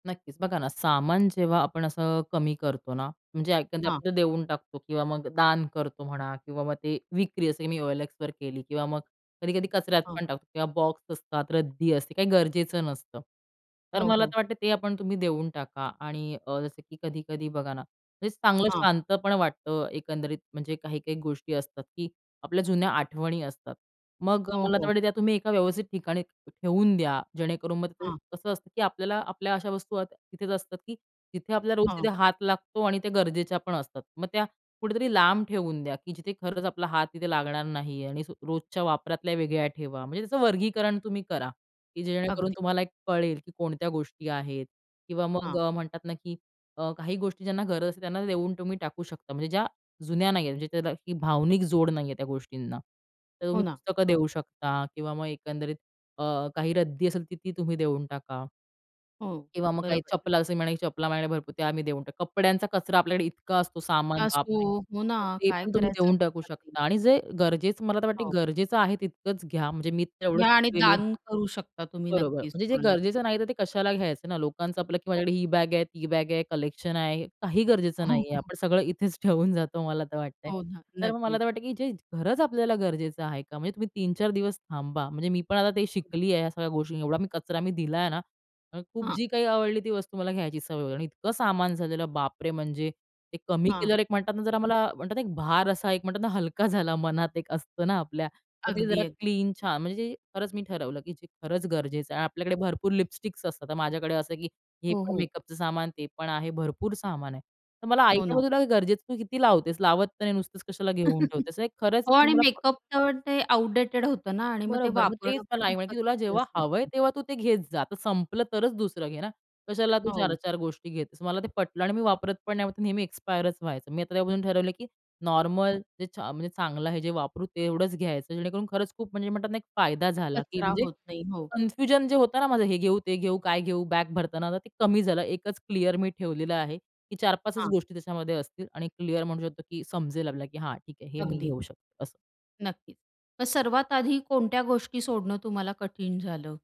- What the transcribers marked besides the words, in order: other background noise; other noise; in English: "कलेक्शन"; laughing while speaking: "हो, हो"; laughing while speaking: "इथेच ठेवून जातो"; chuckle; in English: "आउटडेटेड"
- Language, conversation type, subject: Marathi, podcast, सामान कमी केल्यावर आयुष्य अधिक सहज कसे झाले?